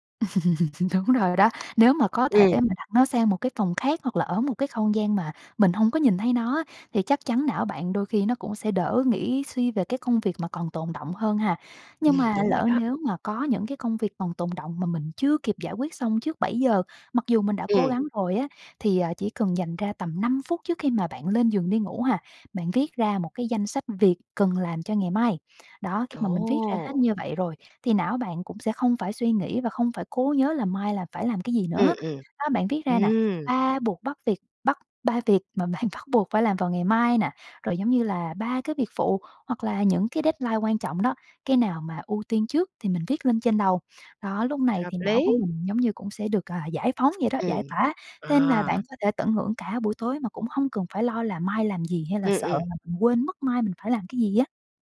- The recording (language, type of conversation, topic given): Vietnamese, advice, Làm sao để cân bằng thời gian giữa công việc và cuộc sống cá nhân?
- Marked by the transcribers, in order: chuckle; laughing while speaking: "Đúng rồi đó"; tapping; other background noise; laughing while speaking: "mà bạn bắt buộc"; in English: "deadline"